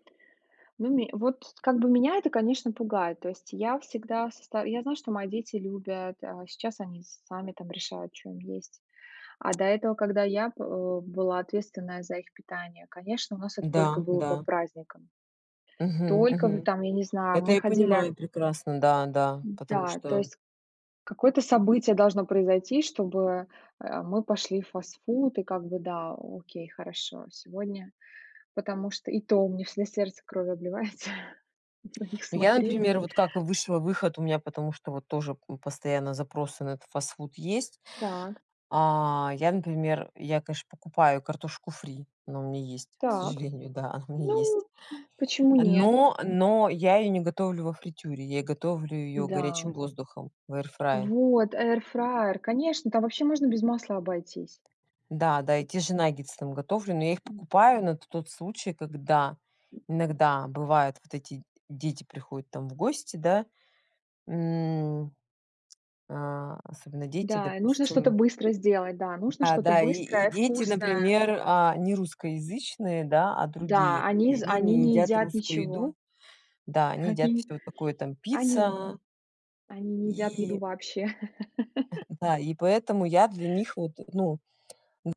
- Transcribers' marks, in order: tapping; laughing while speaking: "обливается на них смотреть"; laughing while speaking: "сожалению. Да, она у меня есть"; other background noise; in English: "эир фрае"; in English: "Air Fryer"; chuckle
- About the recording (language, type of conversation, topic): Russian, unstructured, Почему многие боятся есть фастфуд?